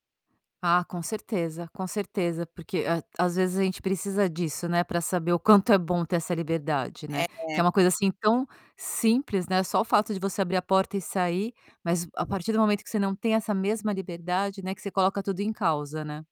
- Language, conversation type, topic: Portuguese, podcast, Como um passeio curto pode mudar o seu humor ao longo do dia?
- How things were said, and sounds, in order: static